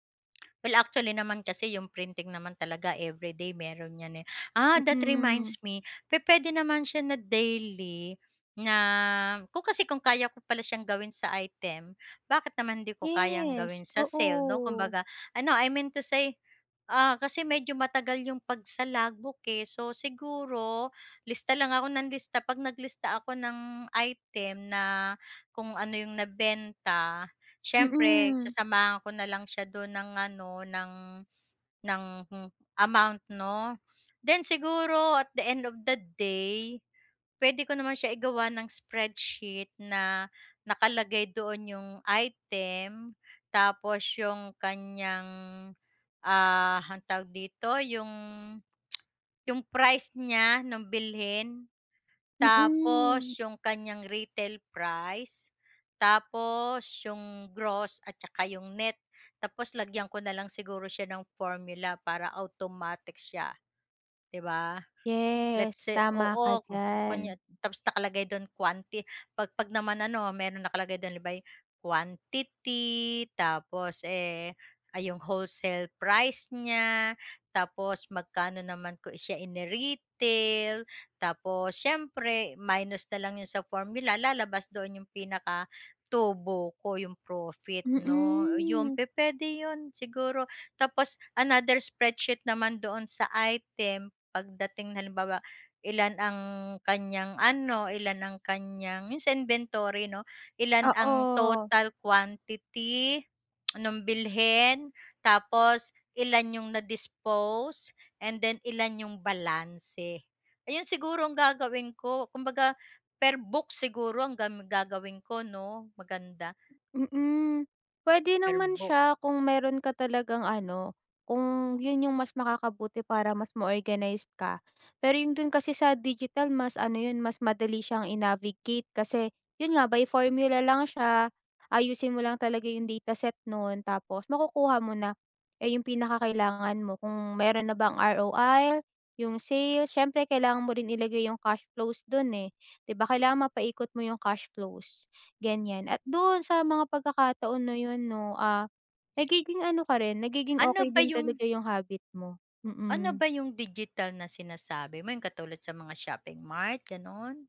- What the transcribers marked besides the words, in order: tongue click; other background noise; tsk; tapping
- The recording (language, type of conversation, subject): Filipino, advice, Paano ako makakapagmuni-muni at makakagamit ng naidokumento kong proseso?
- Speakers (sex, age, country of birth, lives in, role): female, 20-24, Philippines, Philippines, advisor; female, 55-59, Philippines, Philippines, user